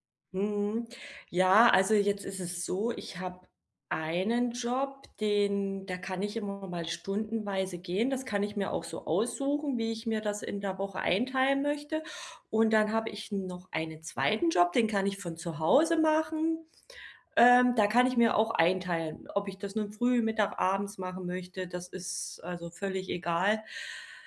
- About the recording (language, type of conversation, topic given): German, advice, Wie finde ich ein Gleichgewicht zwischen Erholung und sozialen Verpflichtungen?
- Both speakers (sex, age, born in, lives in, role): female, 30-34, Germany, Germany, advisor; female, 40-44, Germany, Germany, user
- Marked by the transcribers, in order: none